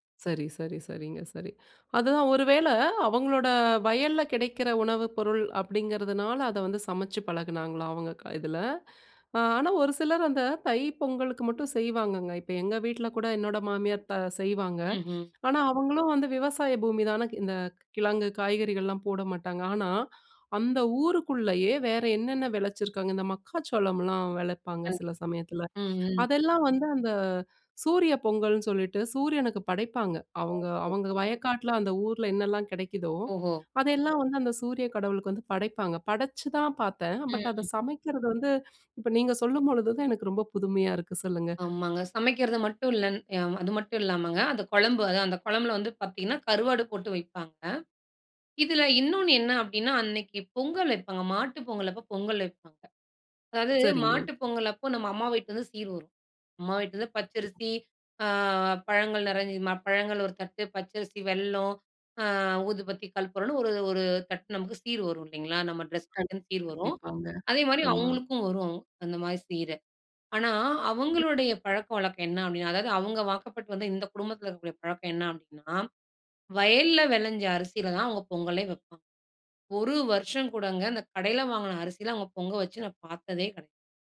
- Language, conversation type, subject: Tamil, podcast, உணவு உங்கள் கலாச்சாரத்தை எப்படி வெளிப்படுத்துகிறது?
- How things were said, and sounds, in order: in English: "பட்"; other background noise; drawn out: "அ"; drawn out: "அ"; unintelligible speech